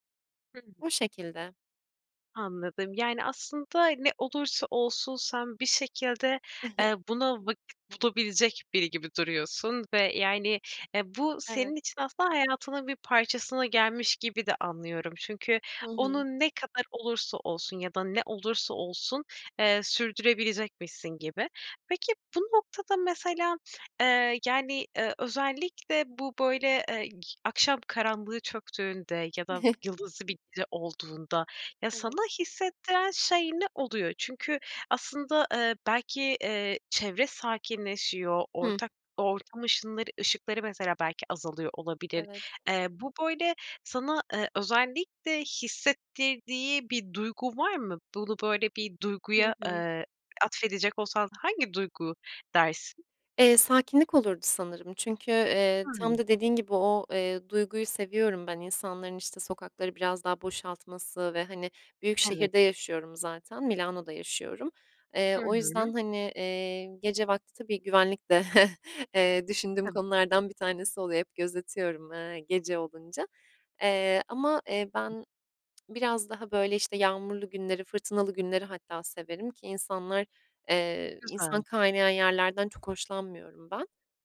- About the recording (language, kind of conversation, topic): Turkish, podcast, Yıldızlı bir gece seni nasıl hissettirir?
- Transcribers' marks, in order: chuckle; chuckle; chuckle; other background noise; lip smack